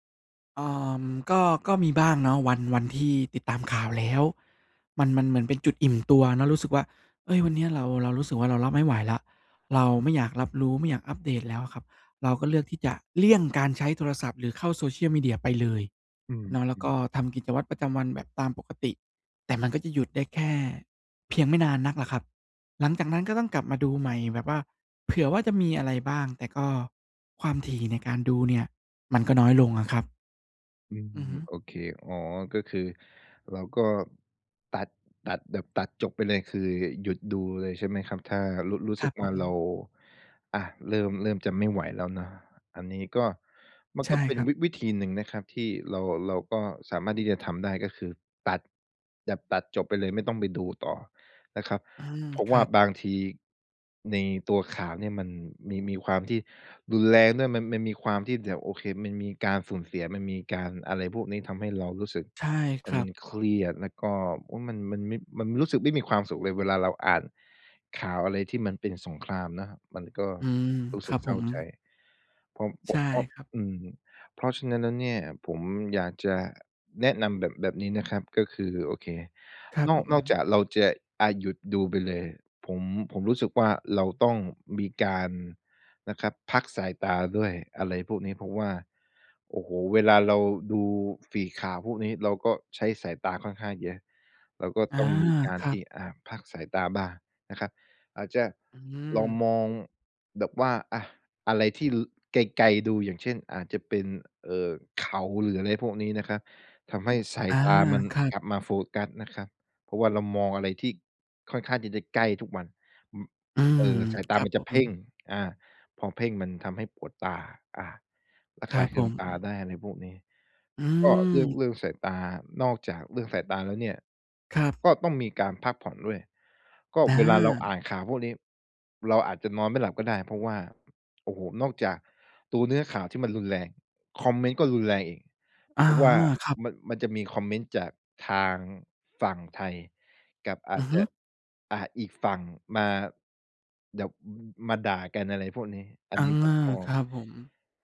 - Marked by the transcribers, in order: tapping
- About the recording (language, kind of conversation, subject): Thai, advice, ทำอย่างไรดีเมื่อรู้สึกเหนื่อยล้าจากการติดตามข่าวตลอดเวลาและเริ่มกังวลมาก?